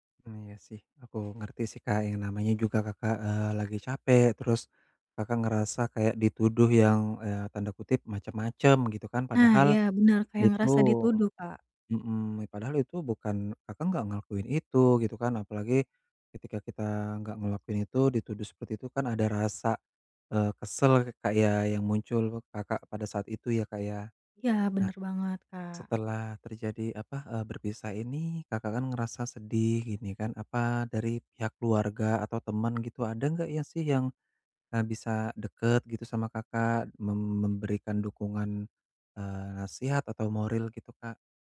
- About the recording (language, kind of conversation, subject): Indonesian, advice, Bagaimana cara memproses duka dan harapan yang hilang secara sehat?
- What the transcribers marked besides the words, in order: none